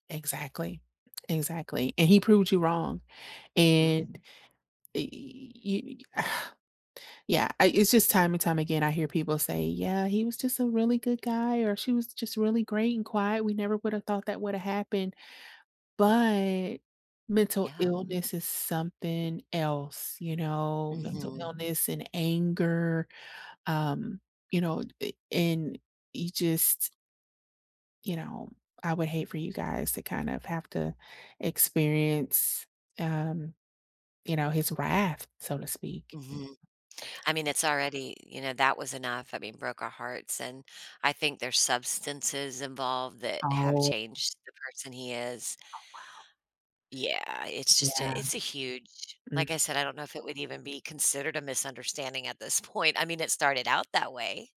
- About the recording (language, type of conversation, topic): English, unstructured, How can I handle a recurring misunderstanding with someone close?
- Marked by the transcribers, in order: sigh; drawn out: "but"; "you" said as "ye"; other background noise; inhale; laughing while speaking: "point"